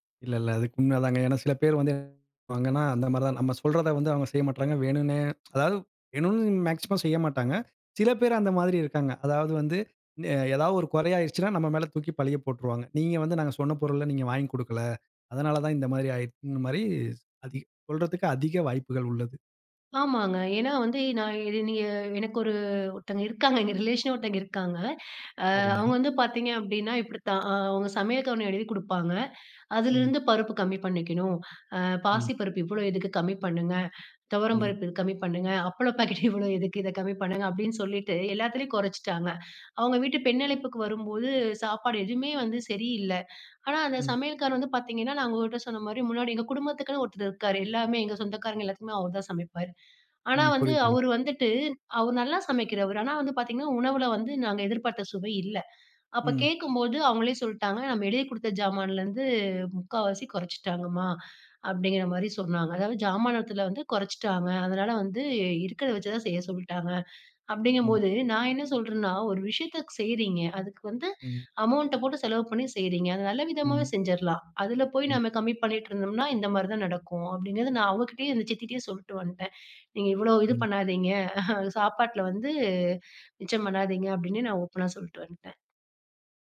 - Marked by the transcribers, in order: other background noise; teeth sucking; laughing while speaking: "அப்பள பாக்கெட் இவ்வளோ எதுக்கு?"; chuckle
- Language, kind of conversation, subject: Tamil, podcast, ஒரு பெரிய விருந்துச் சமையலை முன்கூட்டியே திட்டமிடும்போது நீங்கள் முதலில் என்ன செய்வீர்கள்?